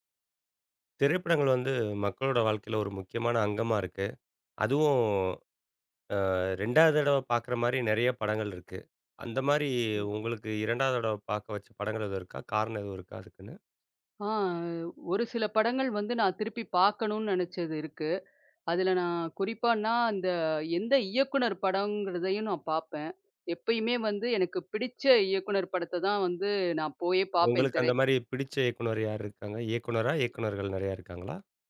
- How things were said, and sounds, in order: tapping
- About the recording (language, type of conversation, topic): Tamil, podcast, மறுபடியும் பார்க்கத் தூண்டும் திரைப்படங்களில் பொதுவாக என்ன அம்சங்கள் இருக்கும்?